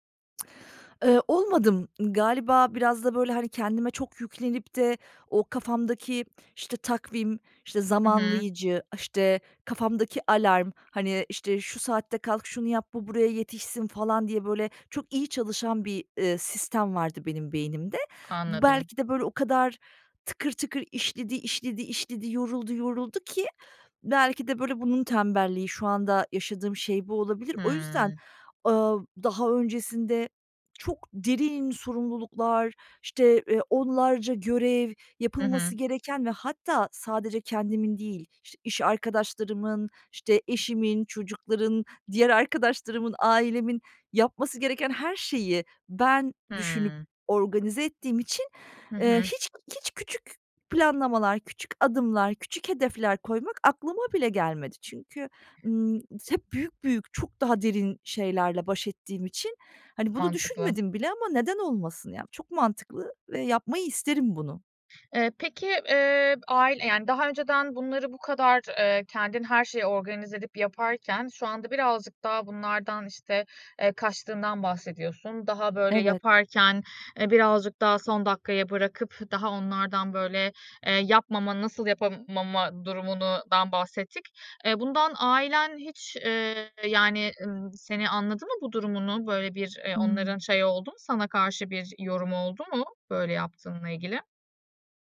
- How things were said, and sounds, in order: tapping; other background noise
- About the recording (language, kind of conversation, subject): Turkish, advice, Sürekli erteleme ve son dakika paniklerini nasıl yönetebilirim?